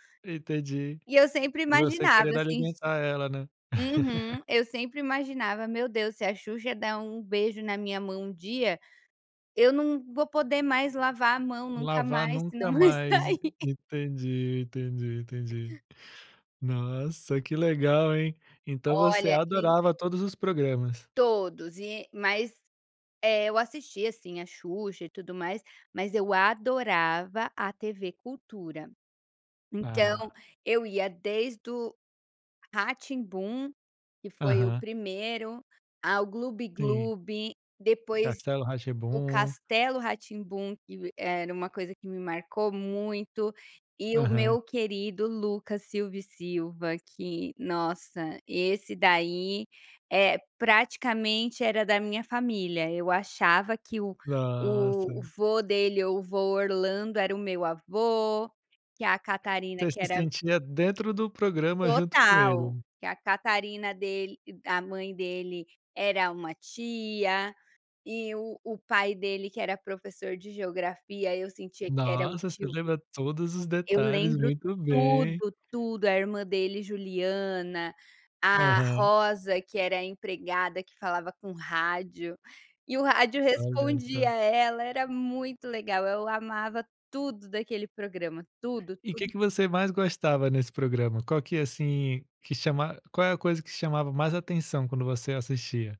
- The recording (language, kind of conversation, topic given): Portuguese, podcast, Que programa de TV da sua infância você lembra com carinho?
- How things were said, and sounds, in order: tapping; laugh; laughing while speaking: "sair"; other background noise